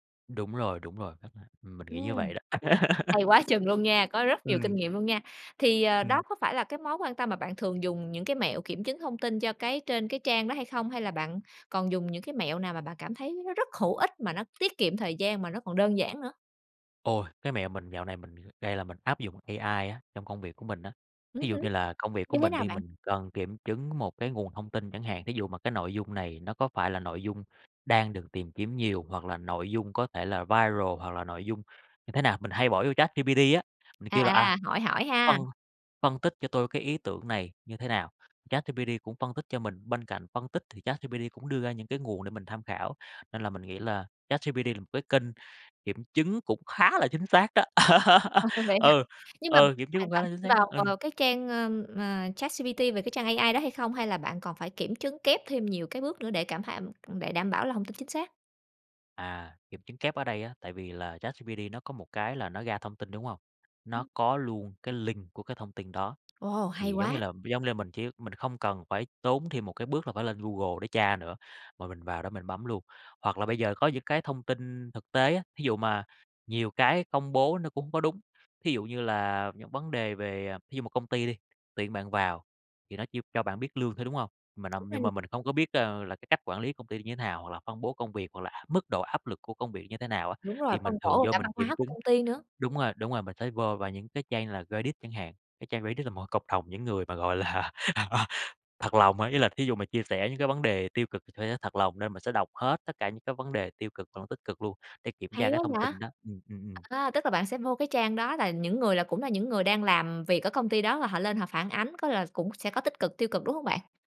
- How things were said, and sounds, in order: laugh; tapping; in English: "viral"; laughing while speaking: "Ờ"; laugh; other noise; other background noise; laughing while speaking: "là"; laugh
- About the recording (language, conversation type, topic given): Vietnamese, podcast, Bạn có mẹo kiểm chứng thông tin đơn giản không?